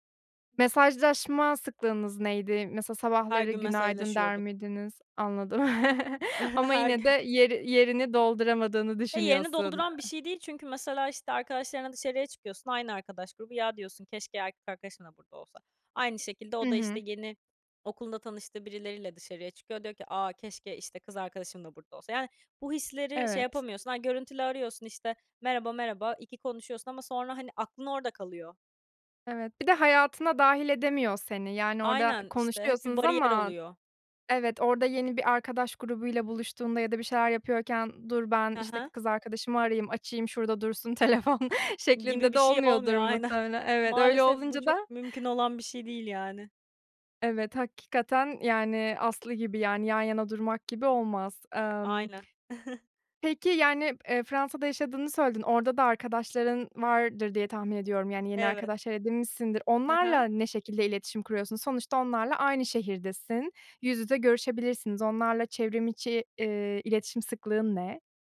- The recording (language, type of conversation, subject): Turkish, podcast, Yüz yüze sohbetlerin çevrimiçi sohbetlere göre avantajları nelerdir?
- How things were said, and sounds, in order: tapping; chuckle; other noise; other background noise; laughing while speaking: "telefon"; scoff; chuckle